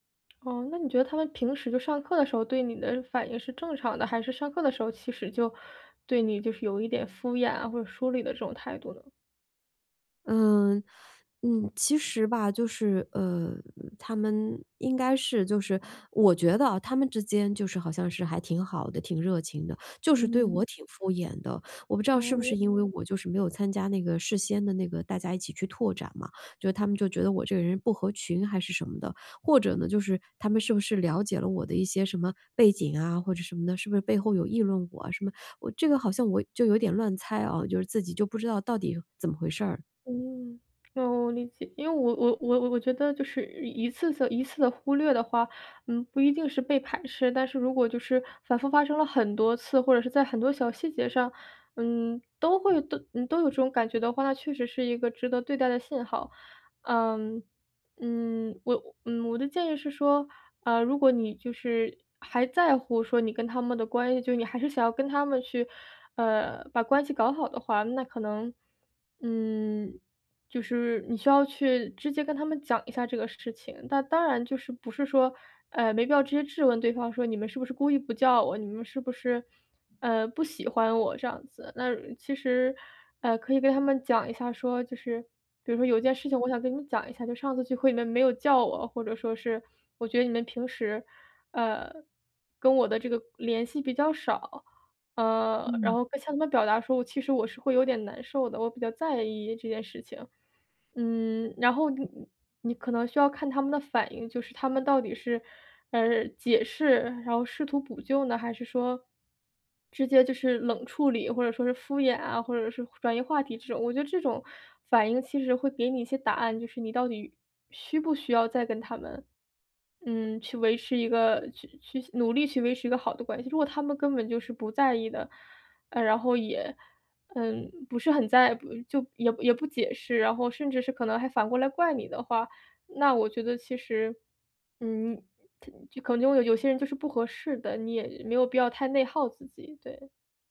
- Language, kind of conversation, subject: Chinese, advice, 我覺得被朋友排除時該怎麼調適自己的感受？
- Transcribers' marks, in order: tapping; other background noise